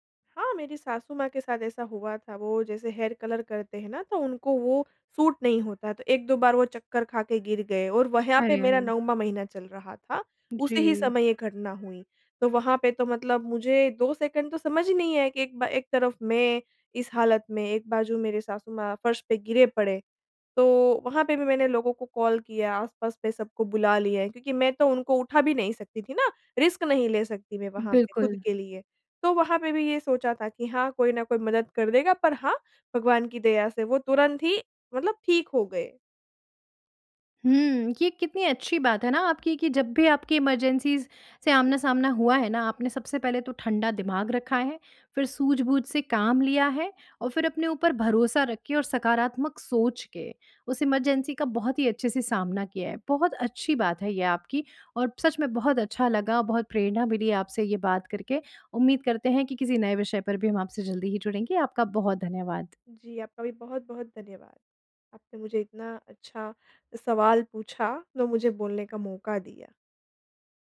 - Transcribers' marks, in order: in English: "हेयर कलर"; in English: "सूट"; horn; tapping; in English: "रिस्क"; in English: "इमरजेंसीज़"; in English: "इमरजेंसी"
- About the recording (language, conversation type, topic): Hindi, podcast, क्या आपने कभी किसी आपातकाल में ठंडे दिमाग से काम लिया है? कृपया एक उदाहरण बताइए।